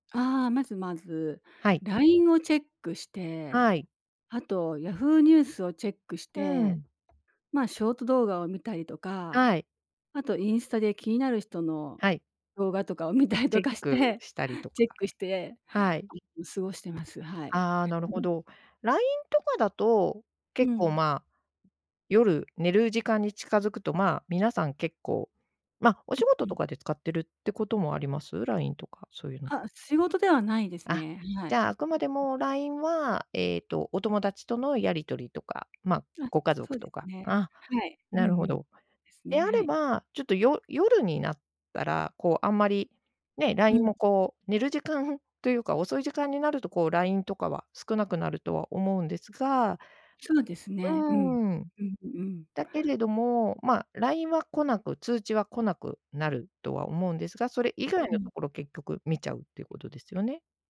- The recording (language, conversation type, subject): Japanese, podcast, スマホを寝室に持ち込むべきかな？
- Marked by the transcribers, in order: tapping; laughing while speaking: "見たりとかして"